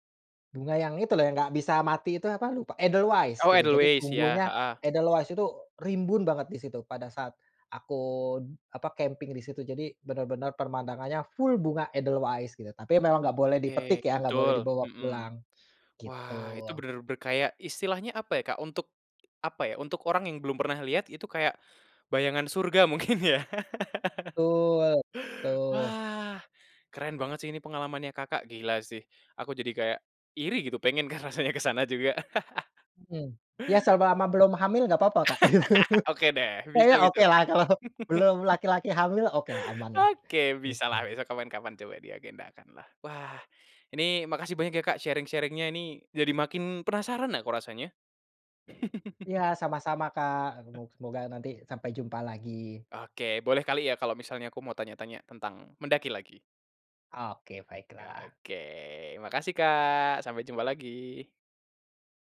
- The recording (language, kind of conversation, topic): Indonesian, podcast, Apa momen paling bikin kamu merasa penasaran waktu jalan-jalan?
- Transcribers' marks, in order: "pemandangannya" said as "permandangannya"; other background noise; laughing while speaking: "mungkin ya?"; chuckle; laughing while speaking: "kan rasanya ke sana juga"; chuckle; "selama" said as "semelama"; laugh; laughing while speaking: "gitu"; laughing while speaking: "kalau"; chuckle; in English: "sharing-sharing-nya"; chuckle